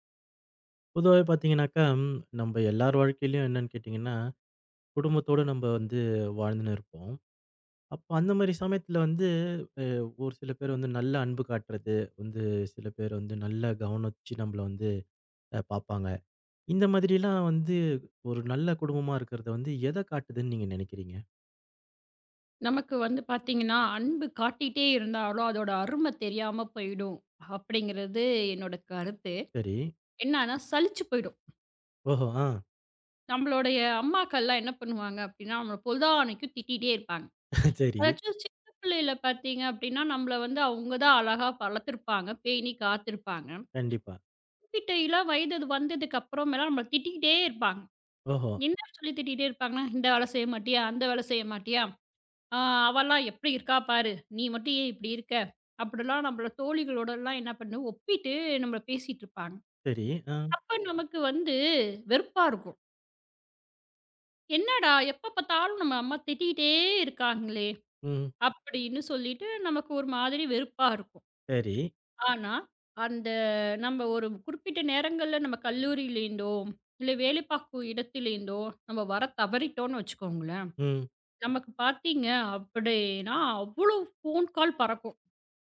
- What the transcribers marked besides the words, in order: chuckle; in English: "ஃபோன் கால்"
- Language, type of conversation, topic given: Tamil, podcast, குடும்பத்தினர் அன்பையும் கவனத்தையும் எவ்வாறு வெளிப்படுத்துகிறார்கள்?